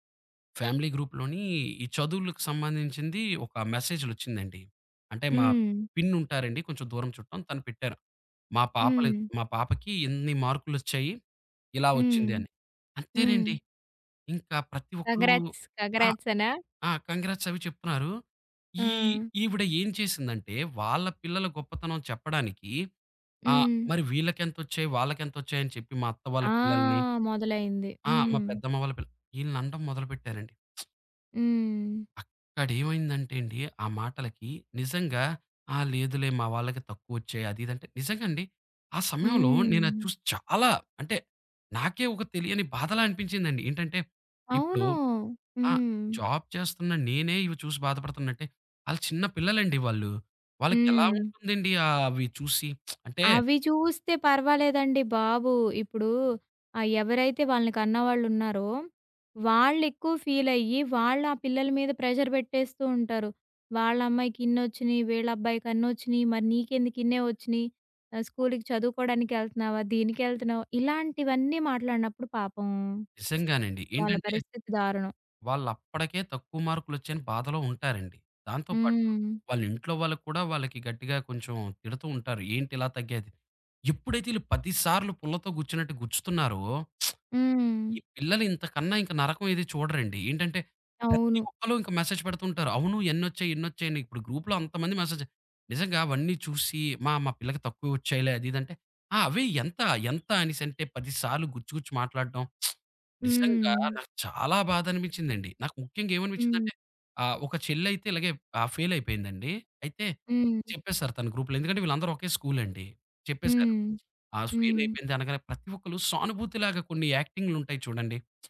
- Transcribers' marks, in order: in English: "ఫ్యామిలీ గ్రూప్‌లోని"; in English: "మెసేజ్‌లొచ్చిందండి"; other background noise; in English: "కంగ్రాట్స్"; in English: "కాంగ్రాట్స్"; lip smack; in English: "జాబ్"; lip smack; in English: "ప్రెషర్"; lip smack; lip smack; in English: "మెసేజ్"; in English: "గ్రూప్‌లో"; in English: "మెసేజ్"; lip smack; in English: "గ్రూప్‌లో"; lip smack
- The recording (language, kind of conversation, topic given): Telugu, podcast, స్మార్ట్‌ఫోన్‌లో మరియు సోషల్ మీడియాలో గడిపే సమయాన్ని నియంత్రించడానికి మీకు సరళమైన మార్గం ఏది?